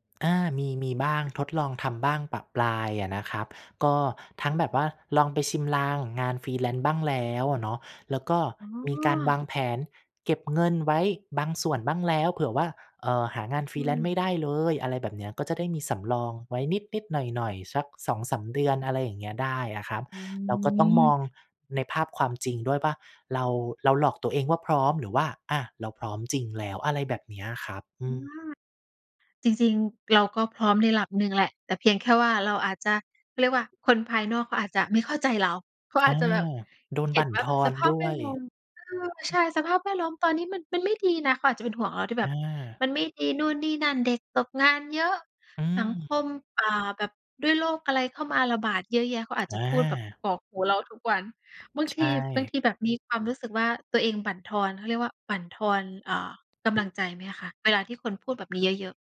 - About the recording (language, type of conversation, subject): Thai, podcast, ถ้าคนอื่นไม่เห็นด้วย คุณยังทำตามความฝันไหม?
- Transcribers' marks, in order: in English: "Freelance"; in English: "Freelance"; other background noise